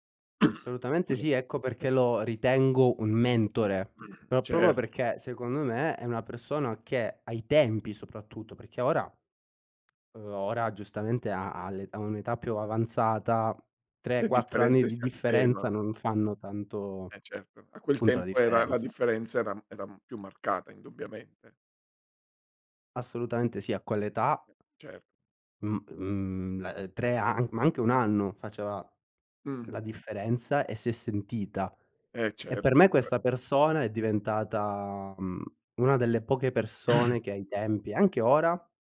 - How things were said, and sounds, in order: throat clearing; unintelligible speech; throat clearing; "proprio" said as "propo"; tapping; other noise; other background noise; unintelligible speech; throat clearing
- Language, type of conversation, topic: Italian, podcast, Che cosa ti ha insegnato un mentore importante?